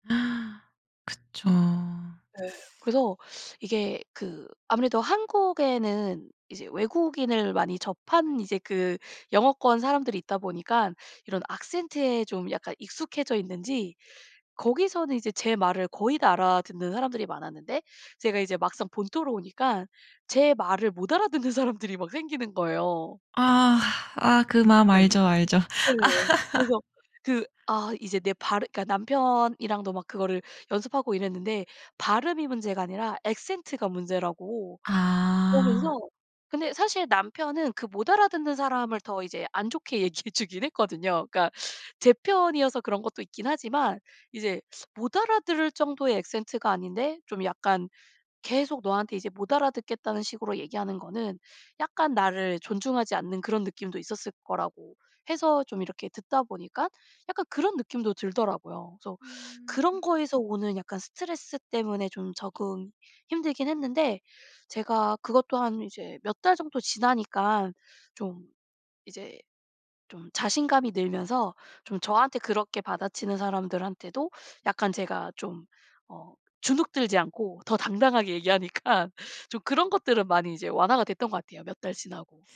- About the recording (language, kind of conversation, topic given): Korean, podcast, 어떤 만남이 인생을 완전히 바꿨나요?
- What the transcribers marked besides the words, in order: gasp; teeth sucking; laughing while speaking: "사람들이"; laugh; laughing while speaking: "얘기해 주긴"; laughing while speaking: "얘기하니까"